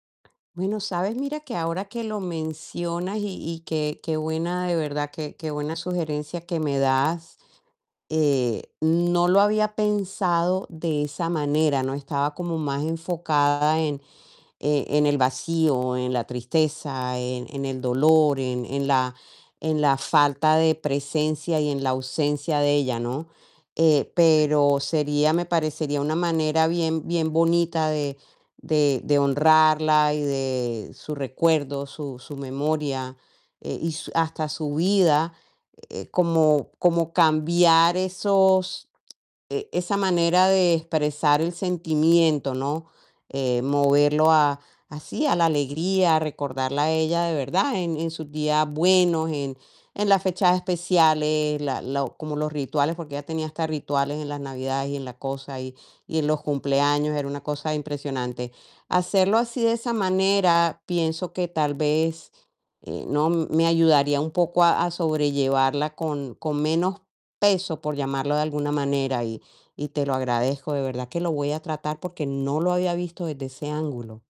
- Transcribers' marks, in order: distorted speech
- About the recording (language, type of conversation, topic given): Spanish, advice, ¿Cómo puedo encontrar sentido y propósito después de perder a alguien cercano y atravesar el duelo?